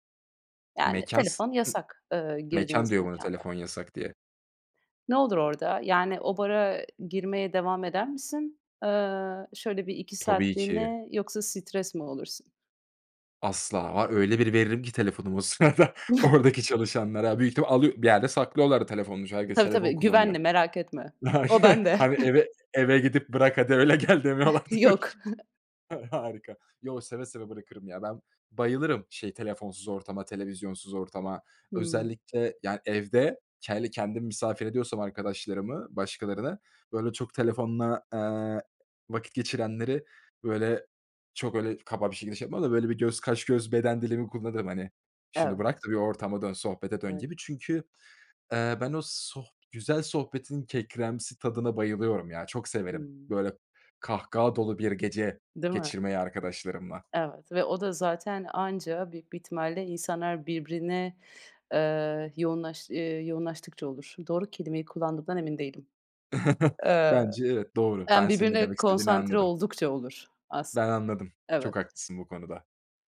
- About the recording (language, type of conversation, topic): Turkish, podcast, Akıllı telefonlar bizi yalnızlaştırdı mı, yoksa birbirimize daha mı yakınlaştırdı?
- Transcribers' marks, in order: unintelligible speech; tapping; other background noise; laughing while speaking: "sırada"; chuckle; chuckle; unintelligible speech; chuckle; laughing while speaking: "Yok"; laughing while speaking: "öyle gel. demiyorlardır. Ha harika"; unintelligible speech; chuckle